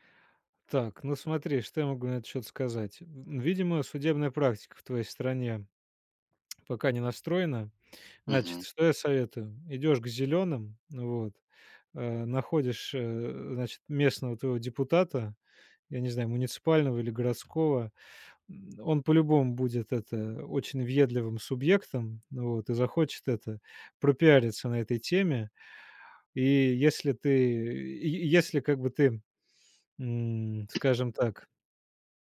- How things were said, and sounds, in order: other background noise; tapping
- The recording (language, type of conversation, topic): Russian, podcast, Как организовать раздельный сбор мусора дома?
- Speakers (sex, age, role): male, 30-34, guest; male, 40-44, host